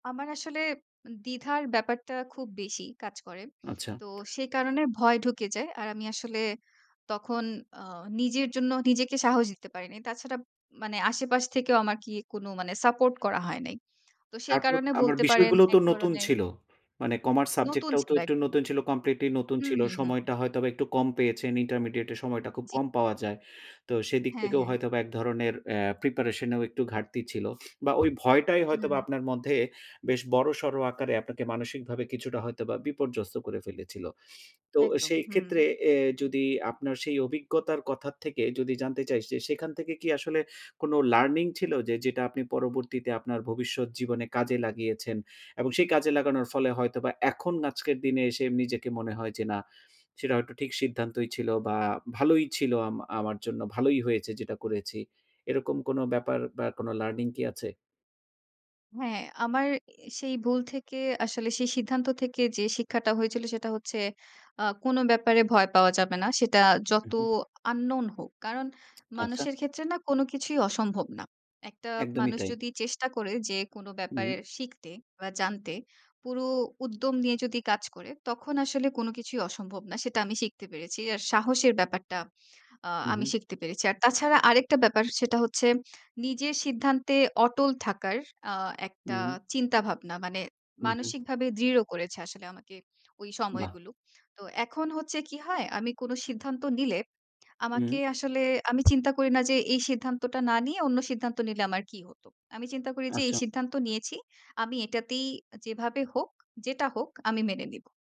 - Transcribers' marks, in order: in English: "কমার্স সাবজেক্ট"; in English: "কমপ্লিটলি"; in English: "প্রিপারেশন"; tapping; in English: "লার্নিং"; in English: "আন্নোন"
- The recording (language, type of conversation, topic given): Bengali, podcast, প্রত্যাখ্যানের ভয়ের সঙ্গে তুমি কীভাবে মোকাবিলা করো?
- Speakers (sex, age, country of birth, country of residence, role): female, 25-29, Bangladesh, Bangladesh, guest; male, 35-39, Bangladesh, Finland, host